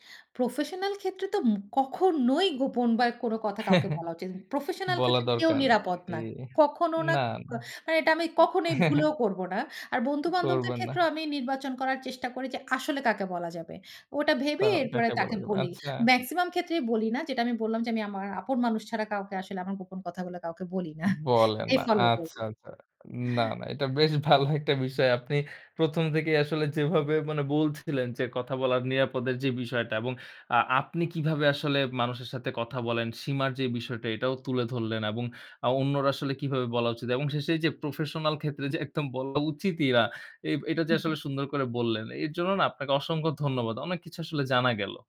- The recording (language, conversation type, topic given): Bengali, podcast, আপনি কীভাবে কাউকে নিরাপদ বোধ করান, যাতে সে খোলাখুলি কথা বলতে পারে?
- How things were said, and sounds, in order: chuckle; chuckle; laughing while speaking: "না। এটাই ফলো করি"; laughing while speaking: "এটা বেশ ভালো একটা বিষয়"; chuckle